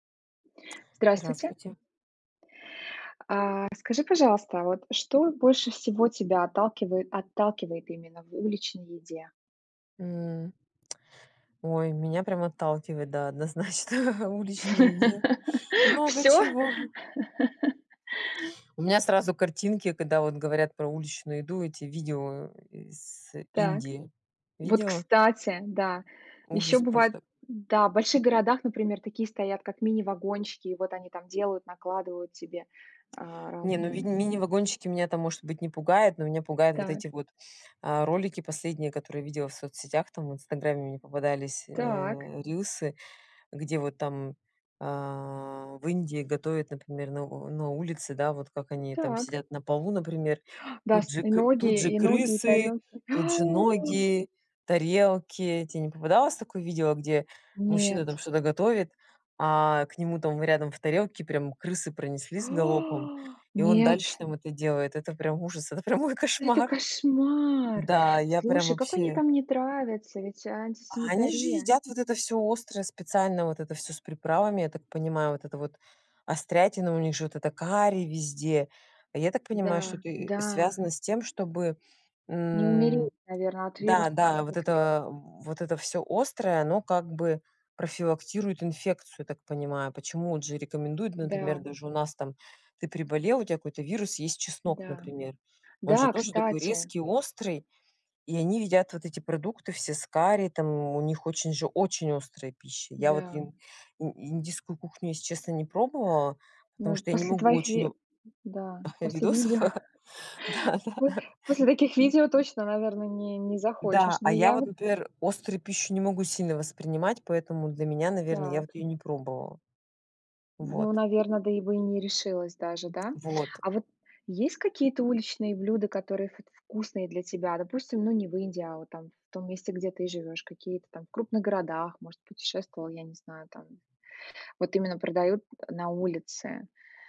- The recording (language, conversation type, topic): Russian, unstructured, Что вас больше всего отталкивает в уличной еде?
- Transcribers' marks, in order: tapping; other background noise; laughing while speaking: "однозначно"; laugh; laugh; gasp; gasp; laughing while speaking: "мой кошмар"; surprised: "Это кошмар! Слушай, какой они там не травятся"; "индийскую" said as "индистскую"; chuckle; laughing while speaking: "видосов, да, да"